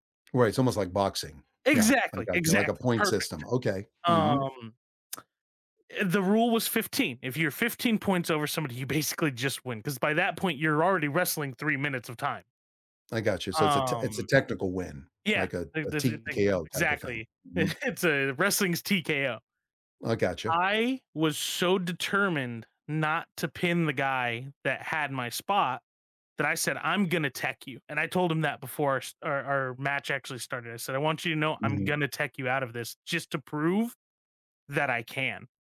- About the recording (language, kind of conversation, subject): English, unstructured, What childhood memory still makes you smile?
- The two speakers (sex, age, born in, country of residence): male, 30-34, United States, United States; male, 60-64, United States, United States
- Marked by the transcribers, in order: other background noise; laughing while speaking: "basically"; unintelligible speech; chuckle